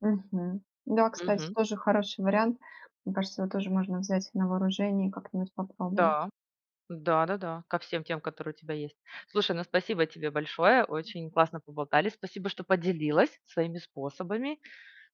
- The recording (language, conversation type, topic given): Russian, podcast, Что помогает тебе лучше спать, когда тревога мешает?
- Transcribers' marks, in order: none